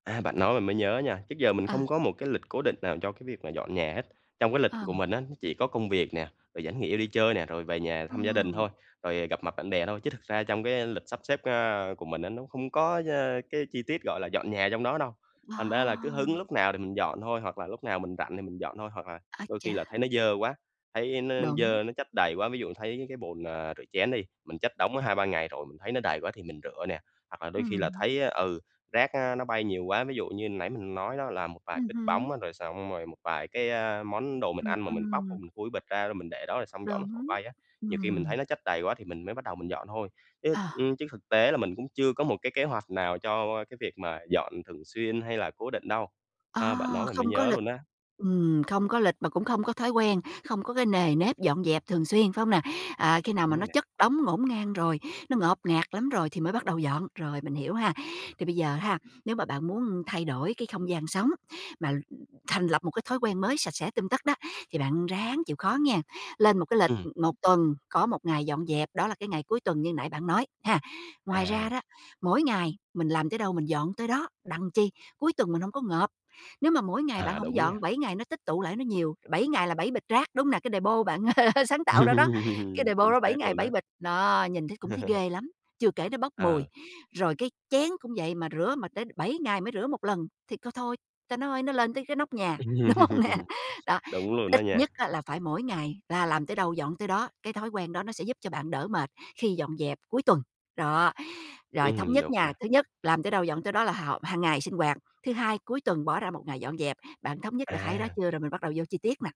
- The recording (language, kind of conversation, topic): Vietnamese, advice, Làm sao để duy trì thói quen dọn dẹp mỗi ngày?
- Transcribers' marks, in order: other background noise; laugh; laugh; laughing while speaking: "đúng hông nè?"; laugh